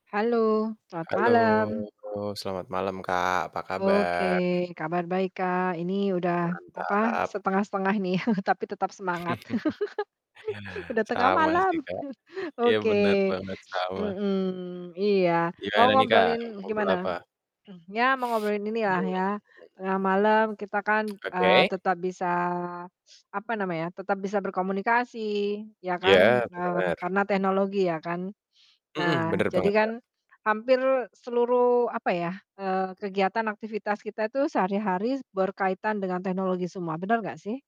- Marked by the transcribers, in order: other background noise; chuckle; laugh; chuckle; distorted speech
- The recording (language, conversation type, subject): Indonesian, unstructured, Teknologi terbaru apa yang menurutmu paling membantu kehidupan sehari-hari?